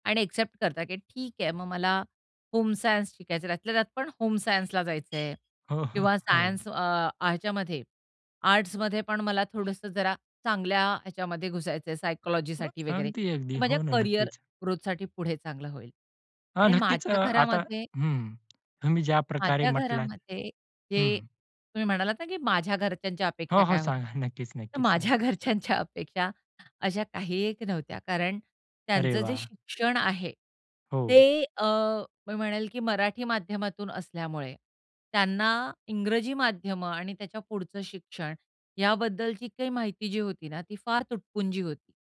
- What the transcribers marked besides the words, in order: in English: "होम"; in English: "होम"; laughing while speaking: "हो, हो"; horn; other background noise; tapping; chuckle; laughing while speaking: "तर माझ्या घरच्यांच्या अपेक्षा"
- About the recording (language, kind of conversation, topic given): Marathi, podcast, करिअरविषयी कुटुंबाच्या अपेक्षा तुम्हाला कशा वाटतात?